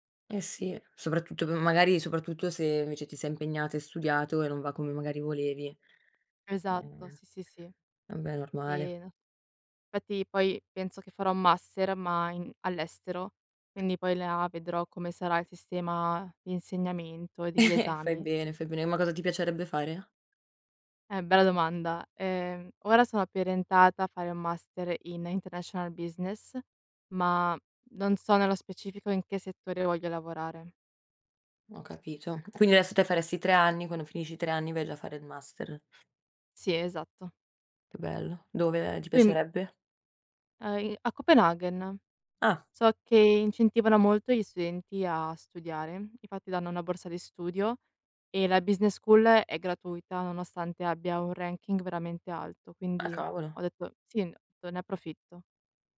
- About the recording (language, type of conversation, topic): Italian, unstructured, È giusto giudicare un ragazzo solo in base ai voti?
- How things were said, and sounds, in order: tapping; chuckle; in English: "ranking"